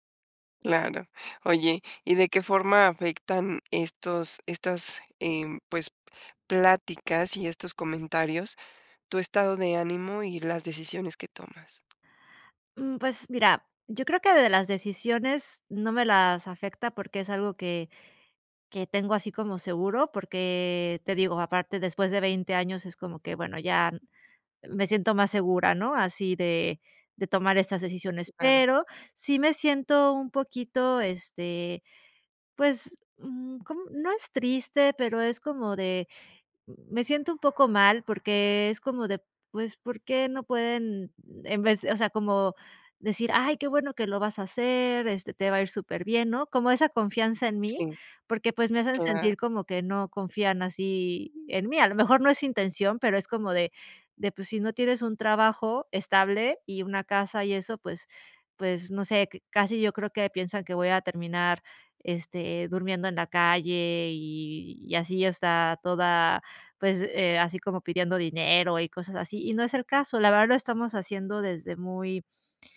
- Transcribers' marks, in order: none
- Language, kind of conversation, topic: Spanish, advice, ¿Cómo puedo manejar el juicio por elegir un estilo de vida diferente al esperado (sin casa ni hijos)?